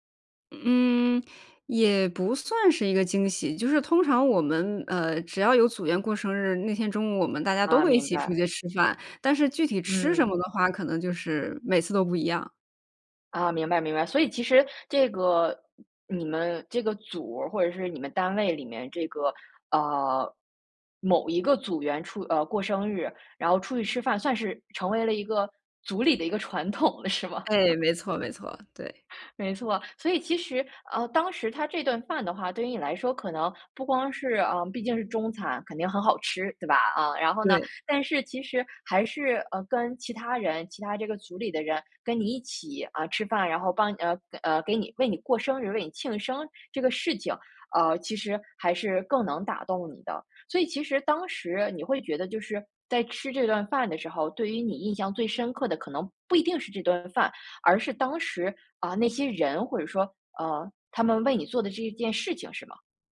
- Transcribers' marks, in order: other background noise; laughing while speaking: "传统了"; laugh
- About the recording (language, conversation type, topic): Chinese, podcast, 你能聊聊一次大家一起吃饭时让你觉得很温暖的时刻吗？